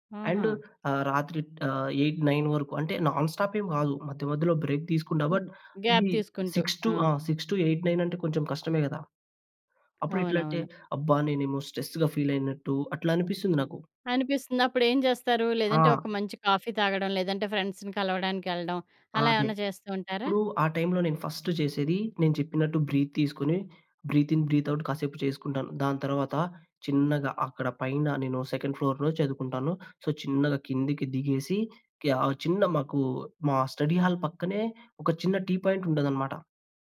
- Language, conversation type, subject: Telugu, podcast, అचानक అలసట వచ్చినప్పుడు మీరు పని కొనసాగించడానికి సహాయపడే చిన్న అలవాట్లు ఏవి?
- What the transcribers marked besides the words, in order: in English: "ఎయిట్ నైన్"; in English: "నాన్‌స్టాప్"; in English: "బ్రేక్"; in English: "గ్యాప్"; in English: "బట్"; in English: "సిక్స్ టు"; in English: "సిక్స్ టు ఎయిట్ నైన్"; tapping; in English: "స్ట్రెస్‌గా"; other background noise; in English: "ఫ్రెండ్స్‌ని"; in English: "బ్రీత్"; in English: "బ్రీత్ ఇన్, బ్రీత్ అవుట్"; in English: "సెకండ్ ఫ్లోర్‌లో"; in English: "సో"; in English: "స్టడీ‌హాల్"; in English: "పాయింట్"